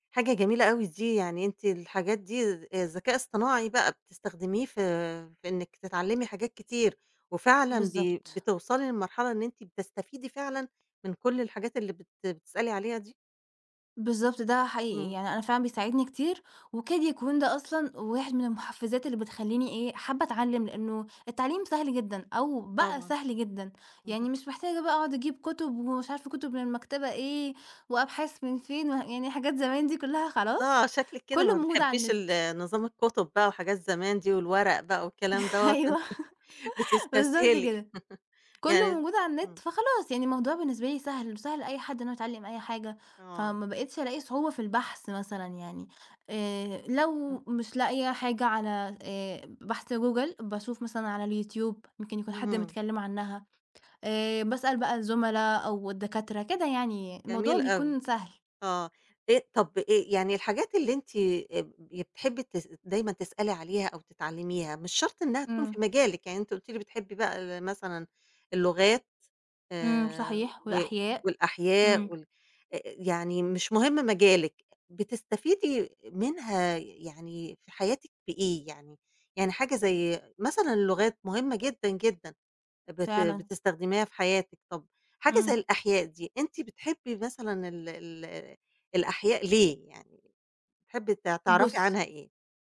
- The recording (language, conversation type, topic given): Arabic, podcast, إيه اللي بيحفزك تفضل تتعلم دايمًا؟
- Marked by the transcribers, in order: tapping; laughing while speaking: "أيوه"; laugh; chuckle; laugh